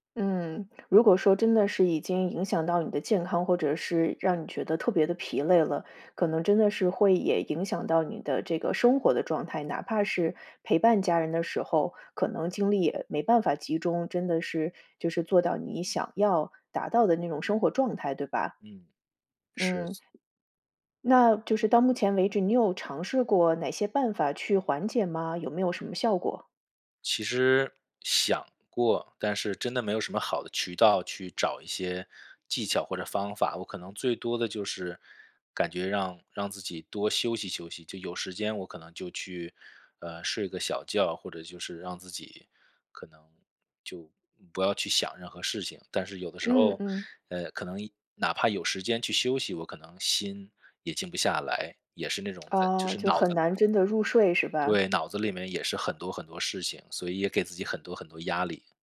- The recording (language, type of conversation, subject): Chinese, advice, 日常压力会如何影响你的注意力和创造力？
- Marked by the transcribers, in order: other noise; other background noise